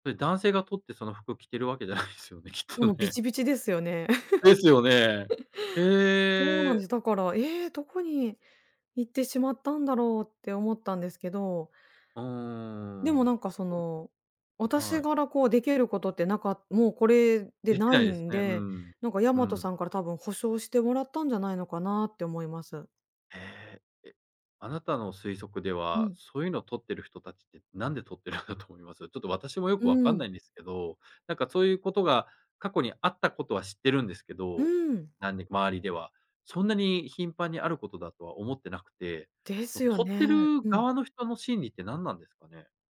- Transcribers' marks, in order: laughing while speaking: "じゃないすよね、きっとね"; giggle; other noise; other background noise; laughing while speaking: "取ってるんだと思います？"
- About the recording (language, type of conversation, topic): Japanese, podcast, 荷物が届かなかったとき、どうやって乗り切りましたか？